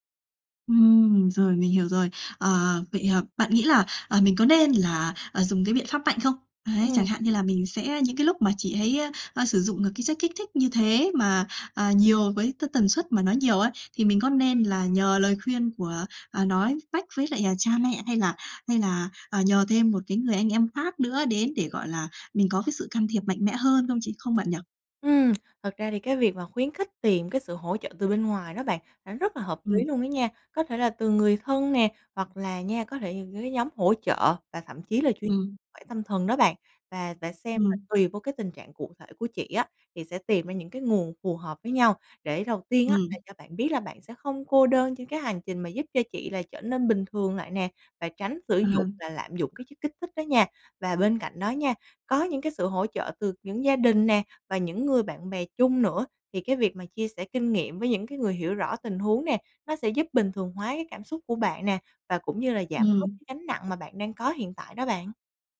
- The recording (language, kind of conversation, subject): Vietnamese, advice, Bạn đang cảm thấy căng thẳng như thế nào khi có người thân nghiện rượu hoặc chất kích thích?
- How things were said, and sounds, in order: tapping; "những" said as "ngững"